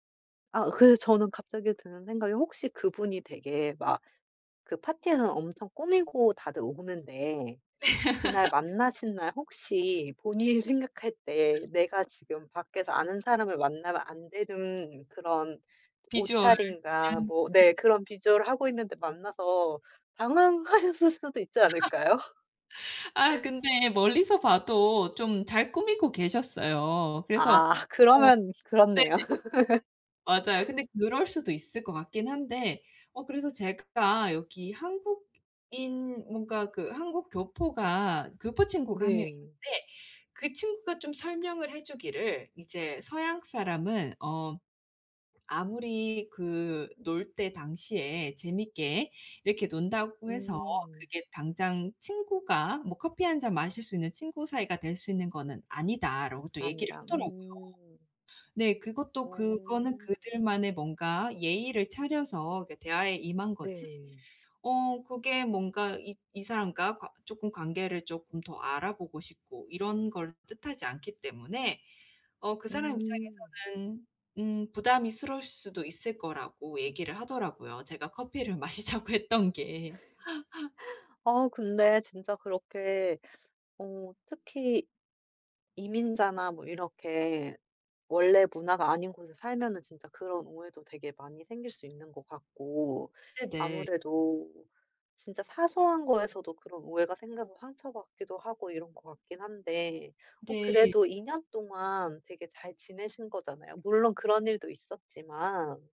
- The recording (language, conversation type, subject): Korean, advice, 현지 문화를 존중하며 민감하게 적응하려면 어떻게 해야 하나요?
- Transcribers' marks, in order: laugh; other background noise; in English: "visual"; tapping; in English: "visual을"; laugh; laugh; laughing while speaking: "마시자고 했던 게"; laugh